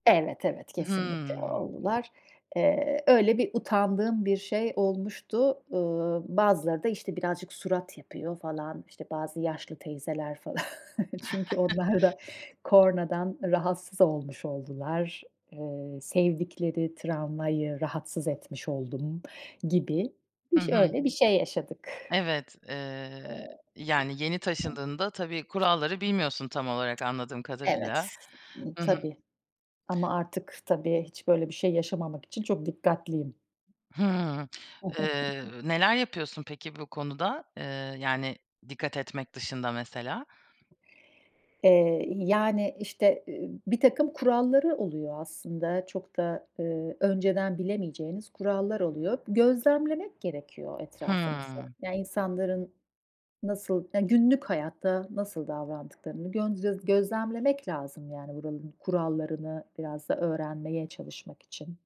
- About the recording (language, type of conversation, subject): Turkish, podcast, Yeni taşındığın bir yerde insanlarla nasıl kaynaşırsın, hangi ipuçlarını önerirsin?
- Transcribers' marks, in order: chuckle; unintelligible speech; other background noise; tapping; giggle